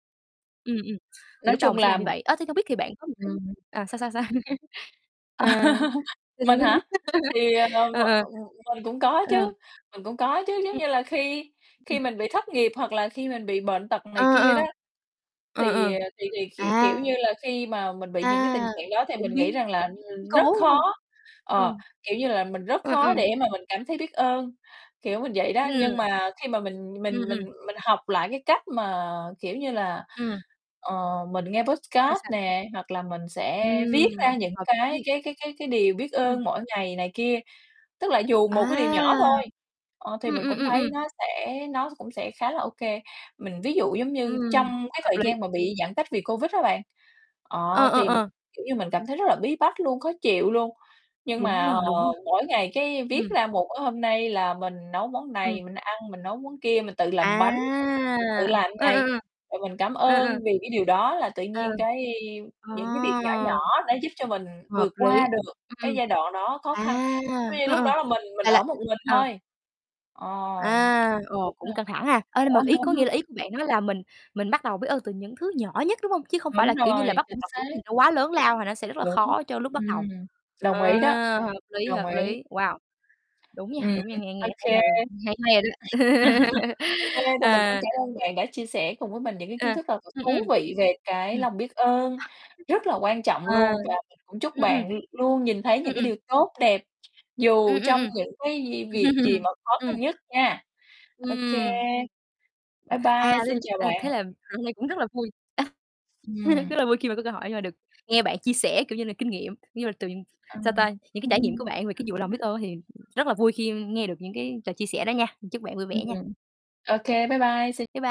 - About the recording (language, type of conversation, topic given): Vietnamese, unstructured, Tại sao bạn nghĩ lòng biết ơn lại quan trọng trong cuộc sống?
- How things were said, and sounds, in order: other background noise; laugh; distorted speech; chuckle; tapping; laugh; in English: "podcast"; mechanical hum; unintelligible speech; laugh; music; laugh; static; laugh; chuckle; chuckle; laugh; chuckle; other noise